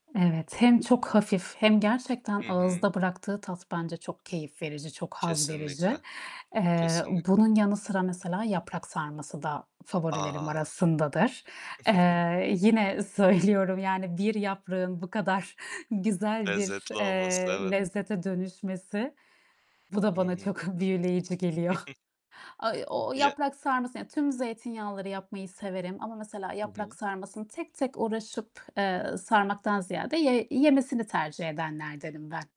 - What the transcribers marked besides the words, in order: other background noise; distorted speech; tapping; chuckle; laughing while speaking: "söylüyorum"; laughing while speaking: "kadar"; static; laughing while speaking: "çok"; chuckle
- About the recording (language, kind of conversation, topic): Turkish, unstructured, Farklı kültürlerin yemeklerini denemeyi sever misiniz?